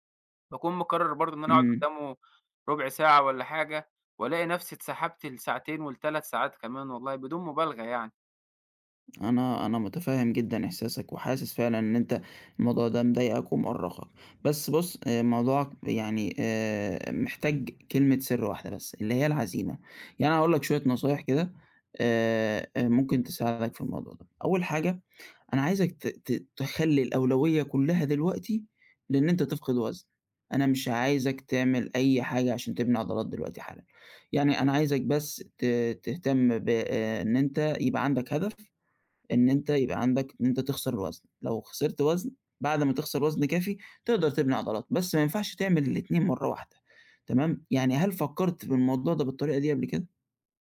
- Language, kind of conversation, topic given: Arabic, advice, إزاي أوازن بين تمرين بناء العضلات وخسارة الوزن؟
- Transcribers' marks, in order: tapping